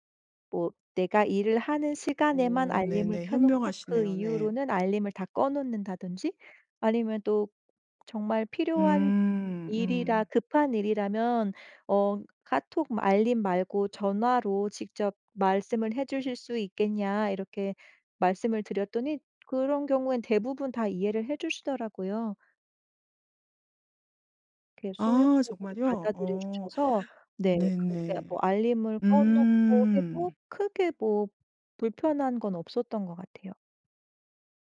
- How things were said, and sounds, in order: other background noise
- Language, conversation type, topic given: Korean, podcast, 스마트폰 중독을 줄이는 데 도움이 되는 습관은 무엇인가요?